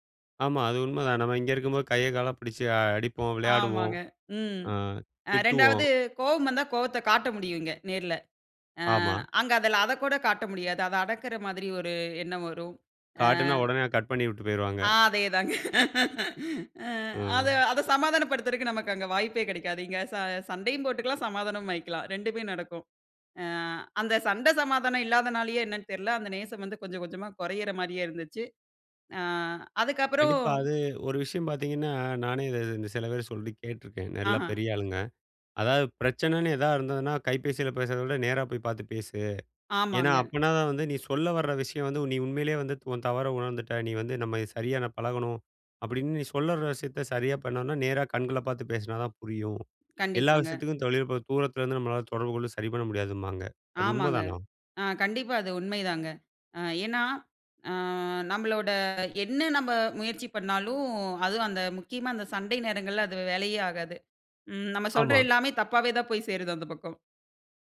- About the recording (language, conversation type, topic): Tamil, podcast, நேசத்தை நேரில் காட்டுவது, இணையத்தில் காட்டுவதிலிருந்து எப்படி வேறுபடுகிறது?
- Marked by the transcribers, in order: other background noise; drawn out: "அதே"; laughing while speaking: "தாங்க. அது அத சமாதானப்படுத்துறக்கு"; "வேலைக்கே" said as "வேலையே"